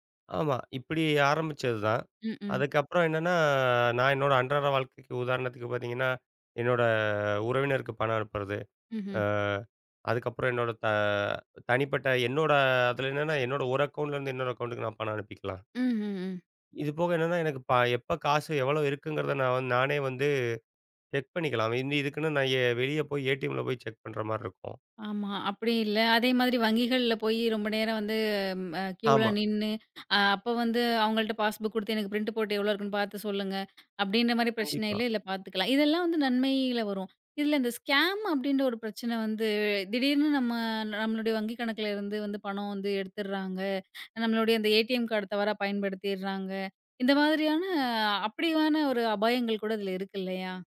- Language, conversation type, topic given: Tamil, podcast, பணத்தைப் பயன்படுத்தாமல் செய்யும் மின்னணு பணப்பரிமாற்றங்கள் உங்கள் நாளாந்த வாழ்க்கையின் ஒரு பகுதியாக எப்போது, எப்படித் தொடங்கின?
- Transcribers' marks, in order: drawn out: "என்னன்னா"; drawn out: "அ"; in English: "அக்கவுண்ட்ல"; in English: "அக்கவுண்ட்க்கு"; in English: "செக்"; in English: "ஏடிஎம்ல"; in English: "செக்"; in English: "க்யூல"; in English: "பாஸ்புக்"; in English: "பிரிண்ட்"; other background noise; in English: "ஸ்கேம்"